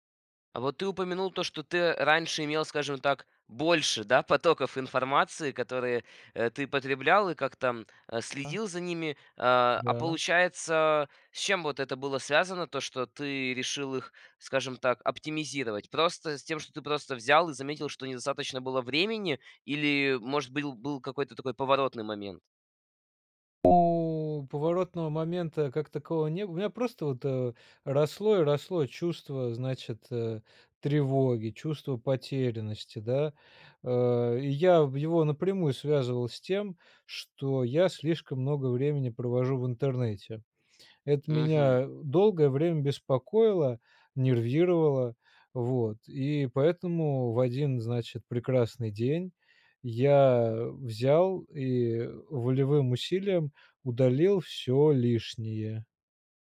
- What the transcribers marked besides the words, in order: none
- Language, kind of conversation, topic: Russian, podcast, Какие приёмы помогают не тонуть в потоке информации?